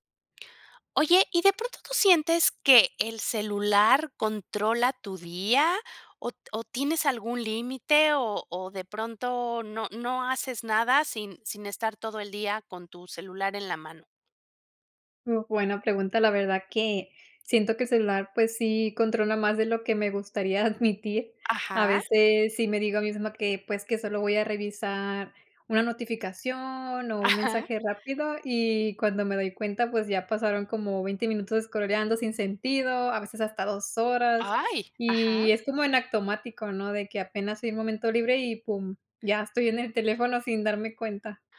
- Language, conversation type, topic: Spanish, podcast, ¿Hasta dónde dejas que el móvil controle tu día?
- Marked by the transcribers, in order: none